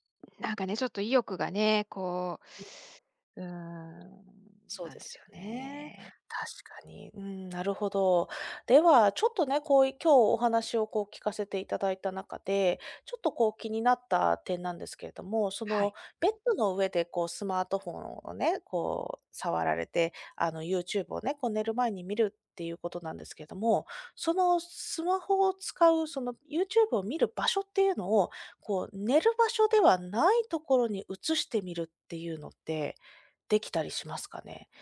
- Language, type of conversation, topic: Japanese, advice, 就寝前にスマホが手放せなくて眠れないのですが、どうすればやめられますか？
- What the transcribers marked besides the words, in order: other background noise